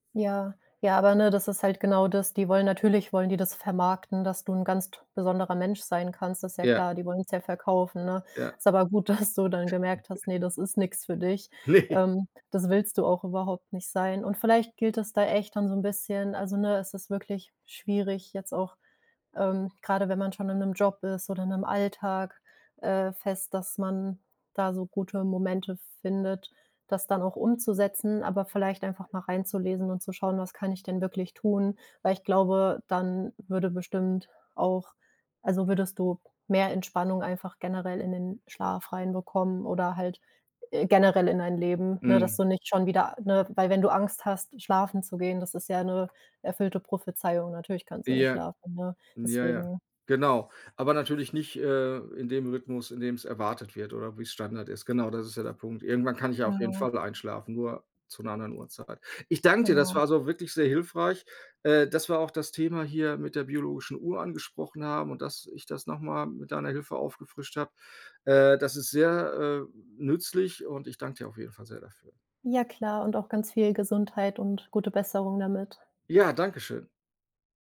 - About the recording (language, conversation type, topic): German, advice, Wie kann ich abends besser ohne Bildschirme entspannen?
- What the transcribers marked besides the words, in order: other background noise; laughing while speaking: "dass"; laughing while speaking: "Ne"